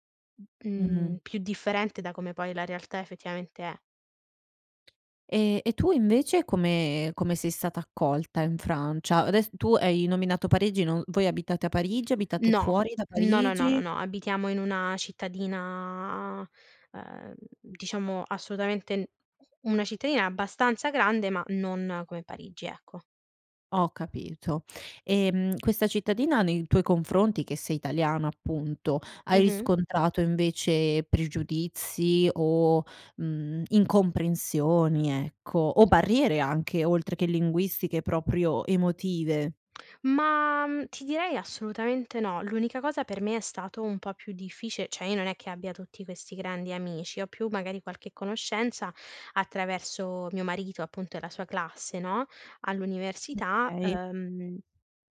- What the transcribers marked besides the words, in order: tapping; other background noise; "Adess" said as "Odess"; "Cioè" said as "ceh"
- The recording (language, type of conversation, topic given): Italian, podcast, Che ruolo ha la lingua nella tua identità?